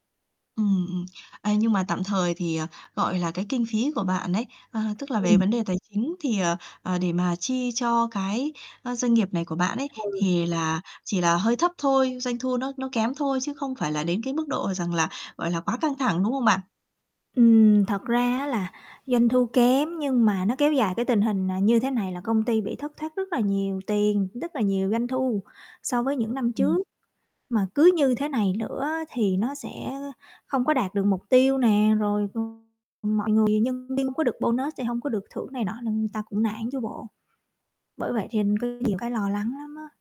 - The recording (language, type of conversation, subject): Vietnamese, advice, Doanh thu không đạt mục tiêu khiến bạn lo lắng, bạn có nên tiếp tục không?
- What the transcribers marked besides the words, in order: distorted speech; mechanical hum; tapping; other background noise; static; in English: "bonus"